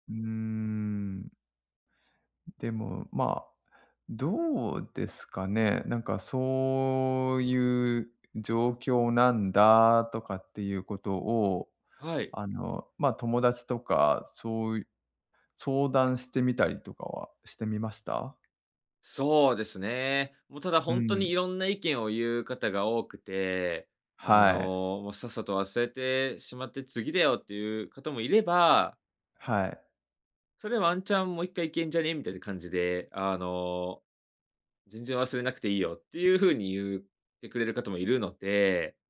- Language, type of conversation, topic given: Japanese, advice, SNSで元パートナーの投稿を見てしまい、つらさが消えないのはなぜですか？
- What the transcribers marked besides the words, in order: drawn out: "うーん"